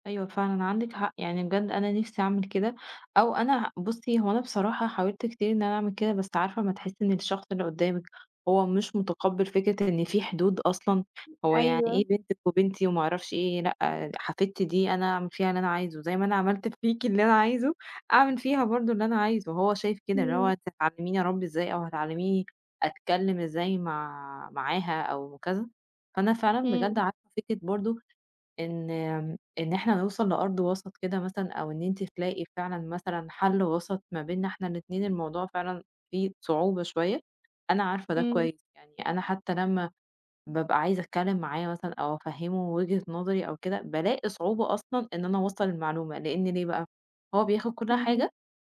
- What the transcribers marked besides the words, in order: other background noise; tapping
- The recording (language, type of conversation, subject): Arabic, advice, إزاي نحلّ الاختلاف الكبير بينكوا في أسلوب تربية الطفل؟
- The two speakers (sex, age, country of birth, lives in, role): female, 25-29, Egypt, Italy, advisor; female, 30-34, Egypt, Egypt, user